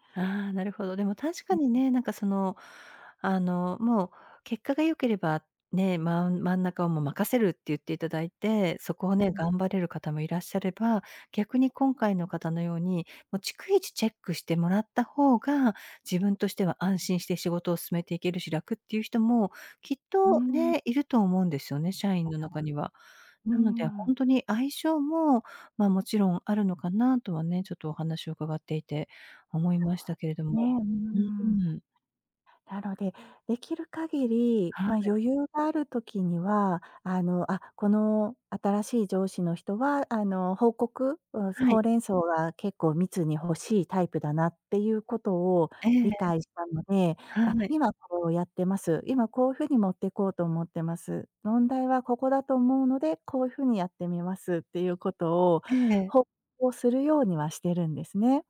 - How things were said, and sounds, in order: unintelligible speech
- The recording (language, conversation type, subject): Japanese, advice, 上司が交代して仕事の進め方が変わり戸惑っていますが、どう対処すればよいですか？